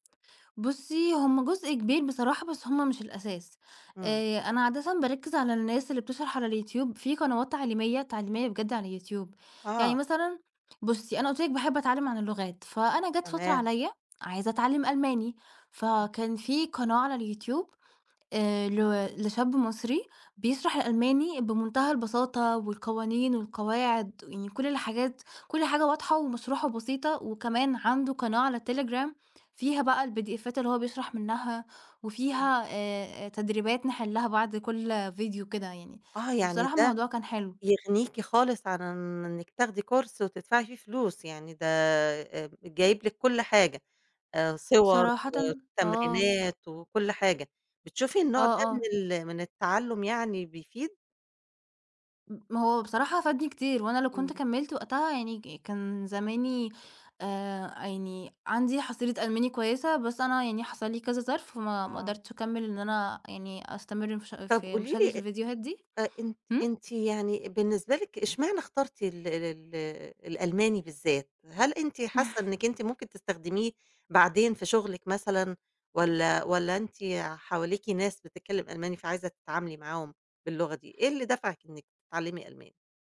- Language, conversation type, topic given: Arabic, podcast, إيه اللي بيحفزك تفضل تتعلم دايمًا؟
- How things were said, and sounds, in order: in English: "كورس"